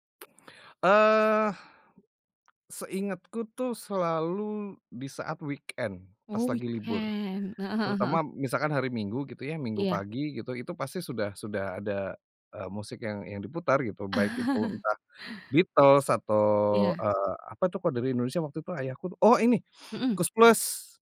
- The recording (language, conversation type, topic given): Indonesian, podcast, Bisa ceritakan lagu yang sering diputar di rumahmu saat kamu kecil?
- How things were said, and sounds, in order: tapping; in English: "weekend"; in English: "weekend"; chuckle